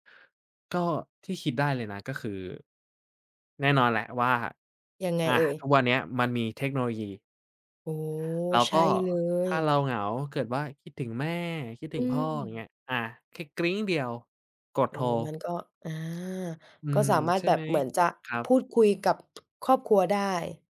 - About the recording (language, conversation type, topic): Thai, podcast, มีวิธีลดความเหงาในเมืองใหญ่ไหม?
- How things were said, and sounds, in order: other background noise; tapping